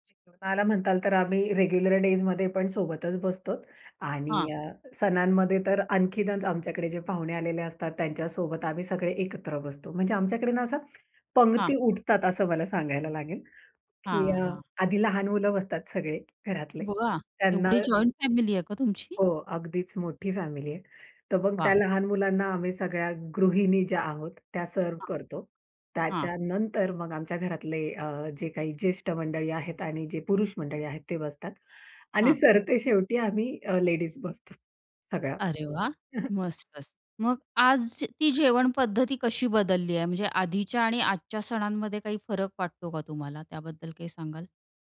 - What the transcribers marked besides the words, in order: other background noise; in English: "रेग्युलर डेजमध्ये"; "बसतो" said as "बसतोत"; tapping; in English: "सर्व्ह"
- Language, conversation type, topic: Marathi, podcast, सणांच्या दिवसांतील तुमची सर्वात आवडती जेवणाची आठवण कोणती आहे?